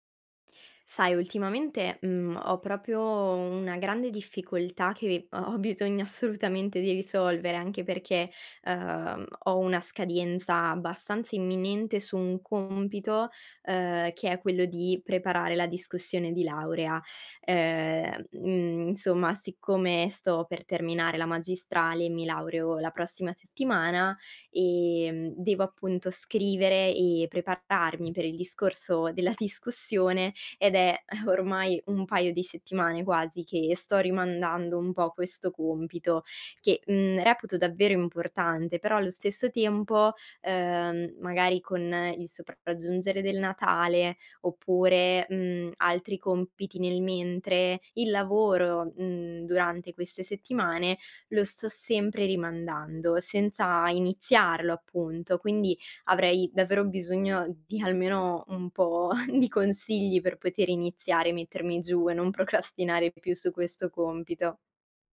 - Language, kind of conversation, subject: Italian, advice, Come fai a procrastinare quando hai compiti importanti e scadenze da rispettare?
- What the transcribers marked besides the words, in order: bird; "proprio" said as "propio"; laughing while speaking: "ho bisogno assolutamente"; "scadenza" said as "scadienza"; "insomma" said as "nsomma"; tapping; laughing while speaking: "della discussione"; chuckle; chuckle; laughing while speaking: "procrastinare"